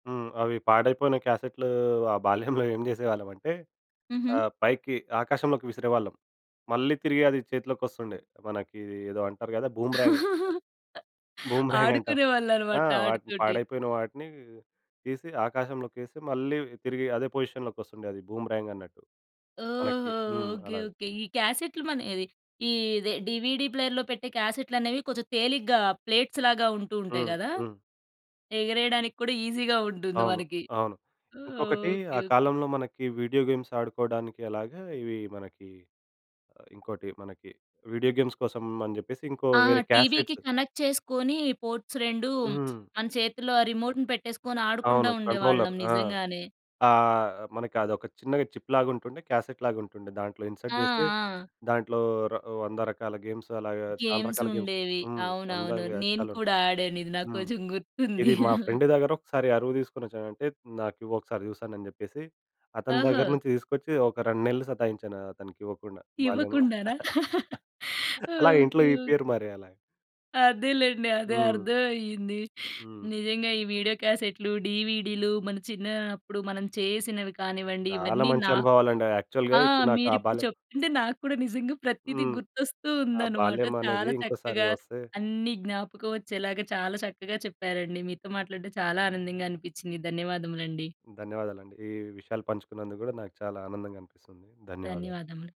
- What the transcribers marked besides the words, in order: giggle; in English: "బూమ్‌రాంగ్"; laughing while speaking: "ఆడుకునేవాళ్ళనమాట ఆటితోటి"; laughing while speaking: "బూమ్‌రాంగంటాం"; in English: "ప్లేట్స్‌లాగా"; in English: "ఈజీ‌గా"; in English: "గేమ్స్"; in English: "గేమ్స్"; in English: "క్యాసెట్స్"; in English: "కనెక్ట్"; in English: "పోర్ట్స్"; tapping; in English: "రిమోట్‌ని"; in English: "కంట్రోలర్"; in English: "చిప్‌లాగా"; in English: "ఇన్సర్ట్"; in English: "గేమ్స్"; in English: "గేమ్స్"; in English: "ఫ్రెండ్"; chuckle; chuckle; laugh; laughing while speaking: "అదేలెండి. అదే అర్థవయ్యింది"; other background noise; in English: "యాక్చువల్‌గా"; laughing while speaking: "చెప్తుంటే నాకు కూడా నిజంగా ప్రతీదీ గుర్తొస్తూ ఉందనమాట. చాలా చక్కగా"
- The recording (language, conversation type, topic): Telugu, podcast, వీడియో కాసెట్‌లు లేదా డీవీడీలు ఉన్న రోజుల్లో మీకు ఎలాంటి అనుభవాలు గుర్తొస్తాయి?